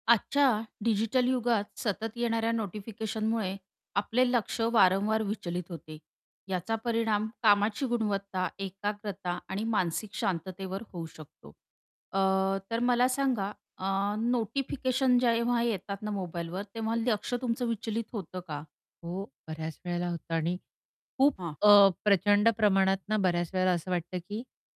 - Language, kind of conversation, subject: Marathi, podcast, नोटिफिकेशन्समुळे लक्ष विचलित होतं का?
- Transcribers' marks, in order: distorted speech; static